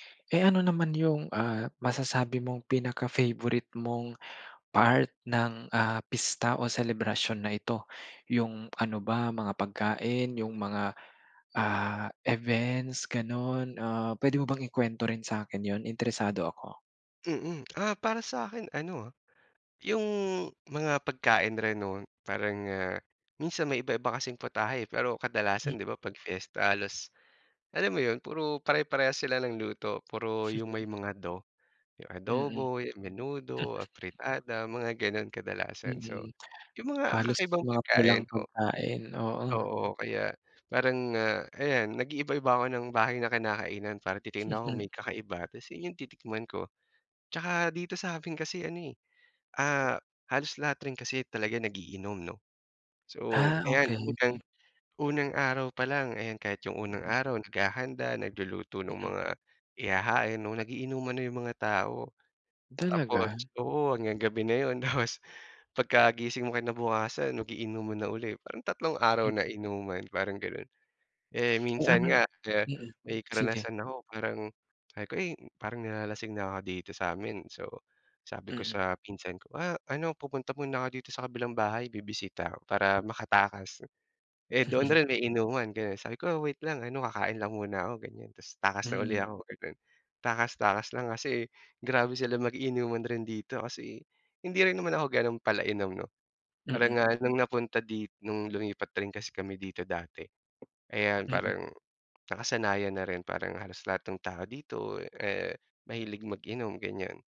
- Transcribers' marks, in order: tongue click; chuckle; chuckle; other background noise; chuckle; laughing while speaking: "Tapos"; laugh
- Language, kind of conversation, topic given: Filipino, podcast, Ano ang paborito mong pagdiriwang sa komunidad, at bakit?